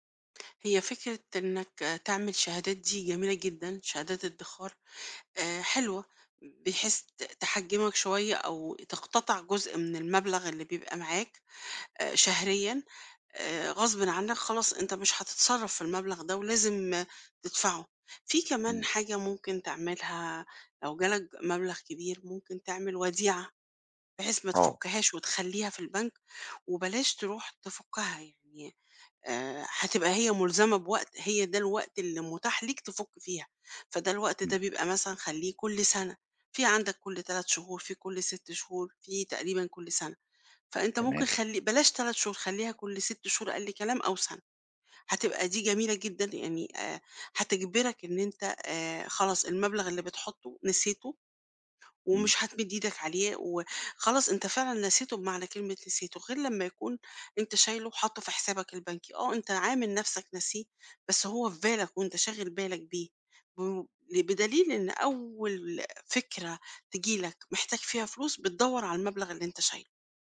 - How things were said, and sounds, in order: tapping
- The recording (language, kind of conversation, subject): Arabic, advice, إزاي أتعامل مع قلقي عشان بأجل الادخار للتقاعد؟